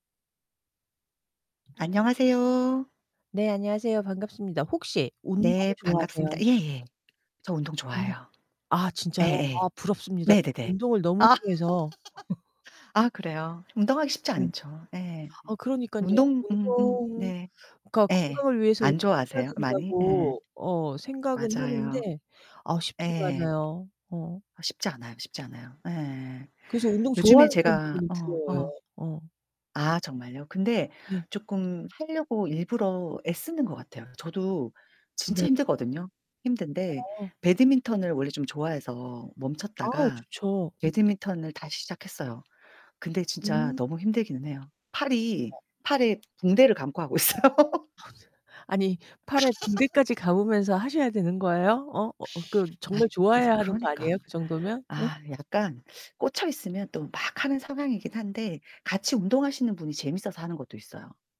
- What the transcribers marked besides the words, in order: tapping; laugh; distorted speech; laughing while speaking: "있어요"; laugh
- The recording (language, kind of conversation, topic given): Korean, unstructured, 운동 친구가 있으면 어떤 점이 가장 좋나요?